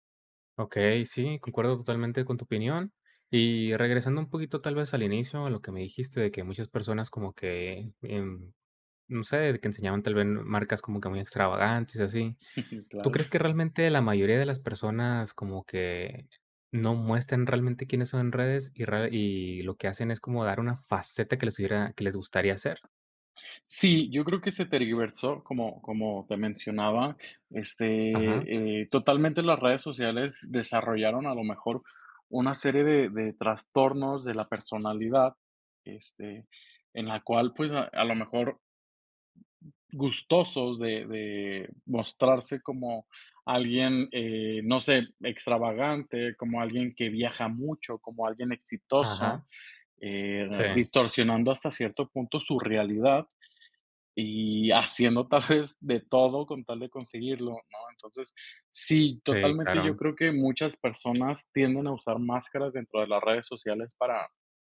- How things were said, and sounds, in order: chuckle; other background noise; tapping; chuckle
- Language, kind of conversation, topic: Spanish, podcast, ¿Qué te gusta y qué no te gusta de las redes sociales?